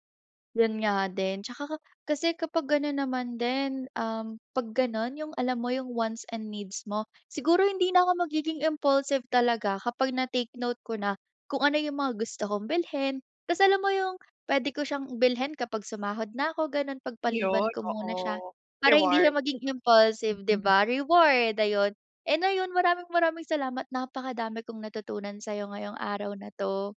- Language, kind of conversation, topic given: Filipino, advice, Paano ako makakapagbadyet kung palagi akong napapabili nang pabigla-bigla hanggang nauubos ang pera ko?
- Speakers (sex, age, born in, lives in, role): female, 20-24, Philippines, Philippines, user; female, 30-34, Philippines, Philippines, advisor
- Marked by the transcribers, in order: in English: "wants and needs"; in English: "impulsive"; in English: "impulsive"